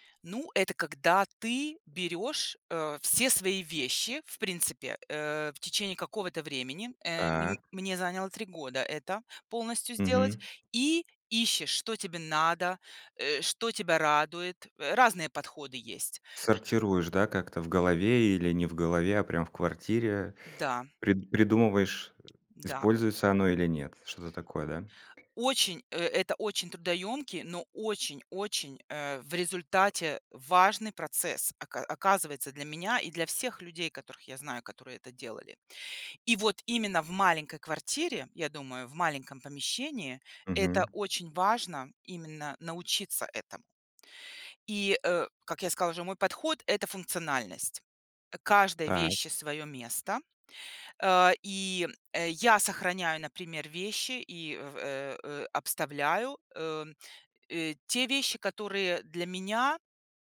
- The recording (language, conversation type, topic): Russian, podcast, Как вы организуете пространство в маленькой квартире?
- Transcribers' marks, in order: other noise; tapping; other background noise